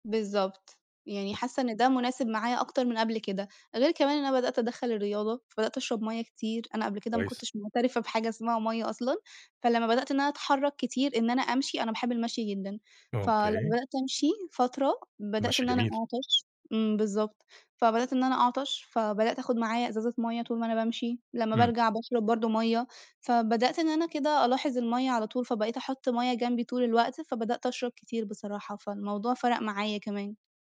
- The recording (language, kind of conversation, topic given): Arabic, podcast, إيه روتينك الصبح عشان تحافظ على صحتك؟
- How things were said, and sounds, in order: none